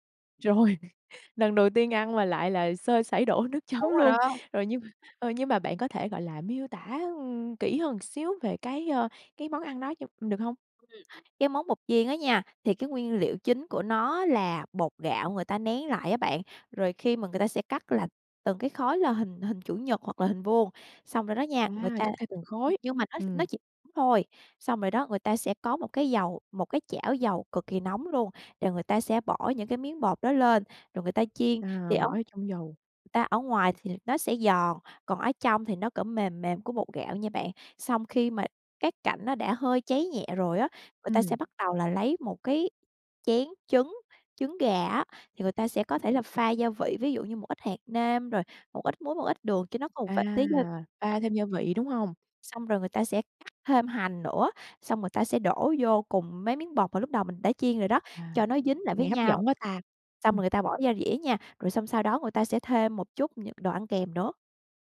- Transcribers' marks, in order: laughing while speaking: "Rồi"; laughing while speaking: "đổ nước chấm luôn. Rồi nhưng mà"; tapping; unintelligible speech; unintelligible speech
- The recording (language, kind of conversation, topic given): Vietnamese, podcast, Món ăn đường phố bạn thích nhất là gì, và vì sao?